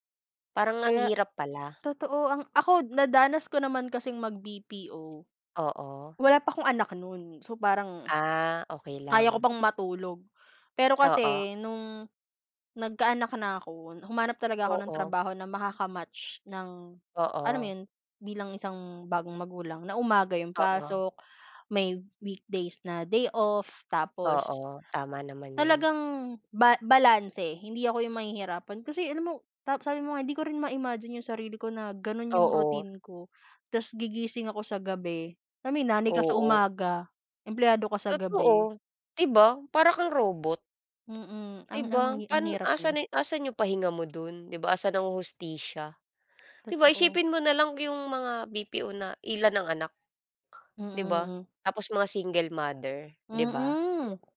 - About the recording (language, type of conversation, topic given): Filipino, unstructured, Naranasan mo na bang mapagod nang sobra dahil sa labis na trabaho, at paano mo ito hinarap?
- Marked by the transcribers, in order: tapping